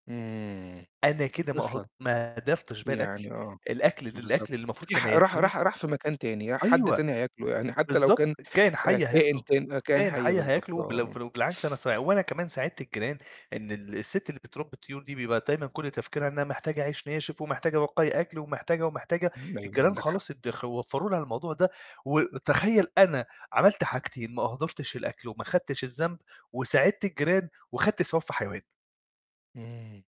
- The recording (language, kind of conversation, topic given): Arabic, podcast, إزاي نقدر نقلّل هدر الأكل في البيت بطرق سهلة؟
- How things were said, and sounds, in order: distorted speech